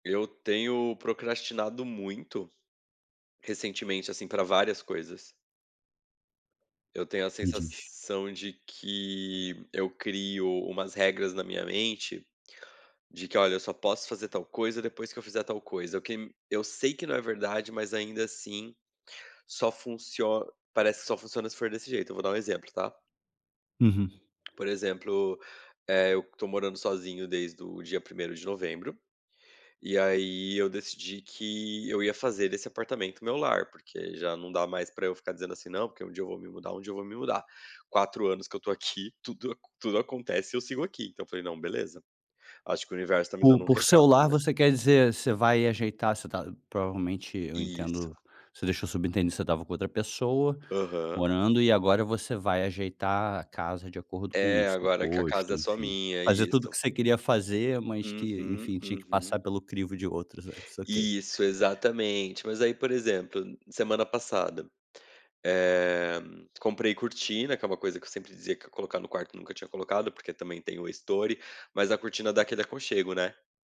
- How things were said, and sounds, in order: none
- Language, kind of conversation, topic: Portuguese, advice, Como você descreveria sua procrastinação constante em metas importantes?